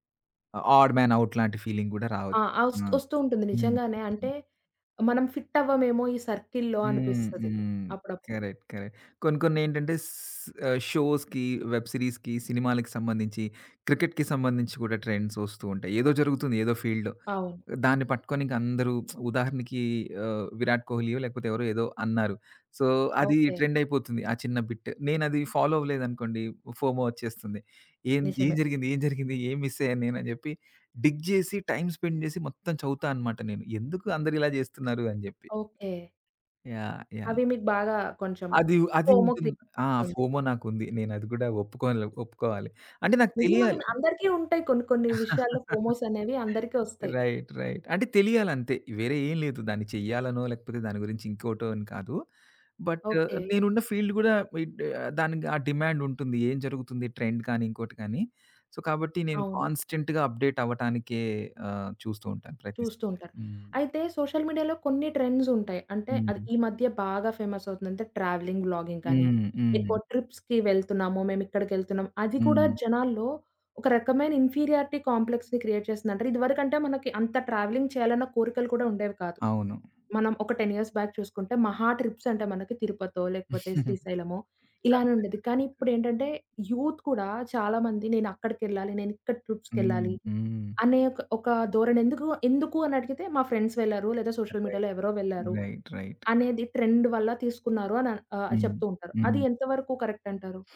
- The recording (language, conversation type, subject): Telugu, podcast, సోషల్ మీడియా ట్రెండ్‌లు మీపై ఎలా ప్రభావం చూపిస్తాయి?
- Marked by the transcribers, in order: in English: "ఆడ్ మన్ ఔట్"; in English: "ఫీలింగ్"; tapping; other background noise; in English: "సర్కిల్‌లో"; in English: "కరెక్ట్. కరెక్ట్"; in English: "షోస్‌కి, వెబ్ సీరీస్‌కి"; in English: "ట్రెండ్స్"; in English: "ఫీల్డ్‌లో"; lip smack; in English: "సో"; in English: "ట్రెండ్"; in English: "బిట్"; in English: "ఫాలో"; in English: "ఫోమో"; in English: "డిగ్"; in English: "టైమ్ స్పెండ్"; in English: "ఫోమో"; chuckle; in English: "రైట్ రైట్"; in English: "బట్"; in English: "ఫీల్డ్"; in English: "డిమాండ్"; in English: "ట్రెండ్"; in English: "సో"; in English: "కాన్స్‌టేంట్‌గా అప్‌డేట్"; in English: "సోషల్ మీడియాలో"; in English: "ట్రెండ్స్"; in English: "ఫేమస్"; in English: "ట్రావెలింగ్ వ్లాగింగ్"; in English: "ట్రిప్స్‌కి"; in English: "ఇన్ఫీరియారిటీ కాంప్లెక్స్‌ని క్రియేట్"; in English: "ట్రావెలింగ్"; in English: "టెన్ ఇయర్స్ బ్యాక్"; in English: "ట్రిప్స్"; giggle; in English: "యూత్"; in English: "ట్రిప్స్‌కెళ్ళాలి"; in English: "ఫ్రెండ్స్"; in English: "సోషల్ మీడియాలో"; in English: "రైట్. రైట్ రైట్"; in English: "ట్రెండ్"; in English: "కరెక్ట్"